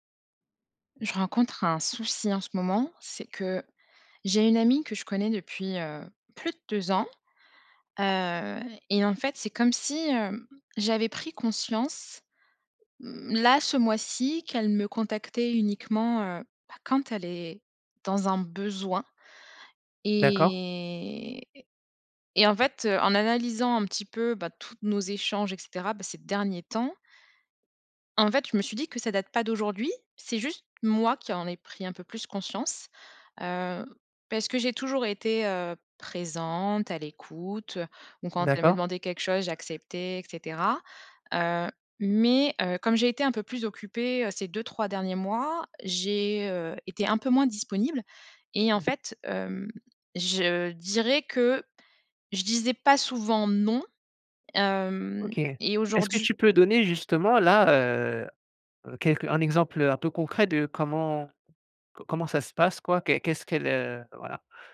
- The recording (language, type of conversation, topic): French, advice, Comment te sens-tu quand un ami ne te contacte que pour en retirer des avantages ?
- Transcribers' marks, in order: drawn out: "et"; other background noise